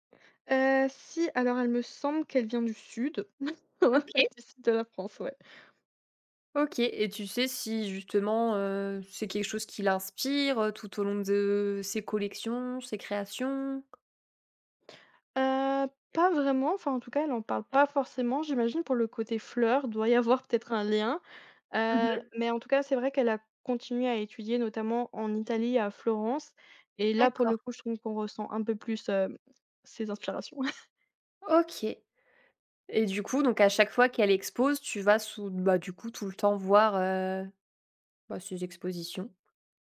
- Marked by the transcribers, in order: unintelligible speech; laughing while speaking: "Ouais, du sud de la France"; tapping; chuckle
- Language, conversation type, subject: French, podcast, Quel artiste français considères-tu comme incontournable ?